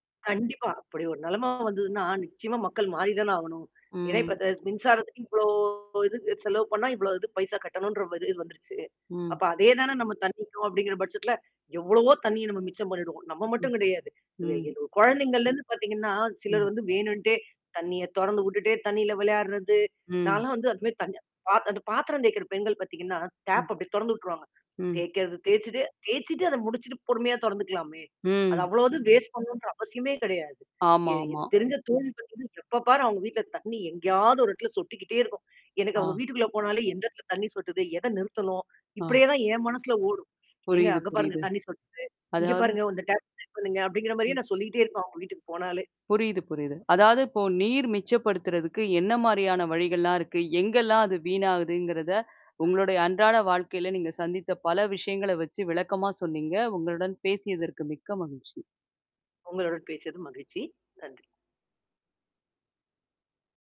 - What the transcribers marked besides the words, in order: mechanical hum; distorted speech; tapping; static; drawn out: "இவ்ளோ"; in English: "டாப்"; in English: "வேஸ்ட்"; other background noise; in English: "டாப்"
- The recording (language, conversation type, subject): Tamil, podcast, நீர் மிச்சப்படுத்த எளிய வழிகள் என்னென்ன என்று சொல்கிறீர்கள்?